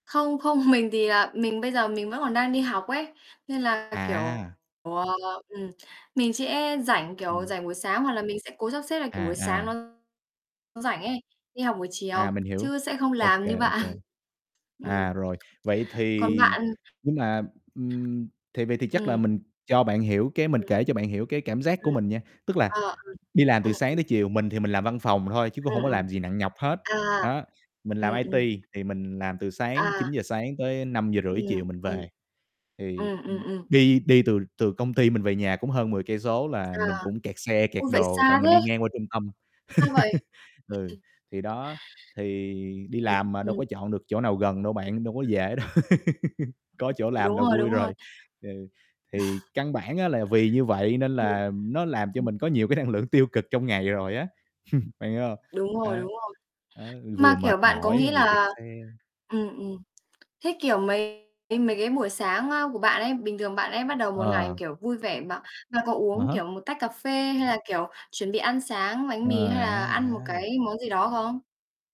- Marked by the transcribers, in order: laughing while speaking: "mình"; mechanical hum; distorted speech; other background noise; tapping; laughing while speaking: "bạn"; unintelligible speech; unintelligible speech; laugh; laughing while speaking: "đâu"; laugh; unintelligible speech; laughing while speaking: "cái năng lượng"; chuckle
- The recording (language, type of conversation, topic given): Vietnamese, unstructured, Bạn thường làm gì để bắt đầu một ngày mới vui vẻ?